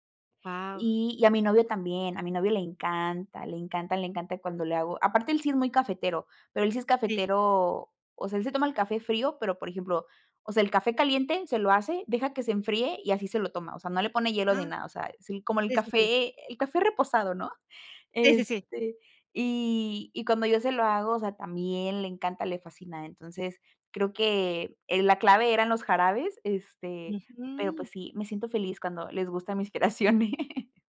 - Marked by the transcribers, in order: laughing while speaking: "creaciones"
- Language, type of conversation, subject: Spanish, podcast, ¿Qué papel tiene el café en tu mañana?